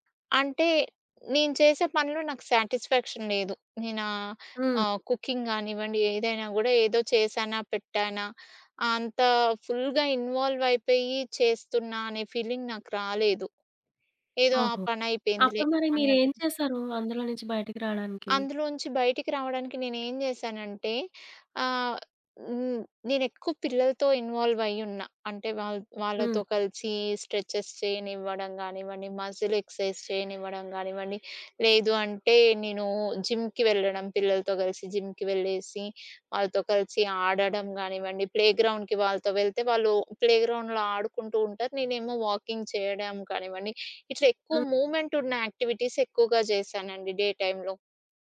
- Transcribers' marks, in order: other background noise; in English: "సాటిస్ఫాక్షన్"; in English: "కుకింగ్"; in English: "ఫుల్‌గా ఇన్వాల్వ్"; in English: "ఫీలింగ్"; in English: "ఇన్వాల్వ్"; in English: "స్ట్రెచెస్"; in English: "మసిల్ ఎక్సర్సైజ్"; in English: "జిమ్‌కి"; in English: "జిమ్‌కి"; in English: "ప్లేగ్రౌండ్‌కి"; in English: "ప్లేగ్రౌండ్‌లొ"; in English: "వాకింగ్"; in English: "మూవ్మెంట్"; in English: "యాక్టివిటీస్"; in English: "డే టైమ్‌లొ"
- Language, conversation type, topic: Telugu, podcast, రాత్రి బాగా నిద్రపోవడానికి మీ రొటీన్ ఏమిటి?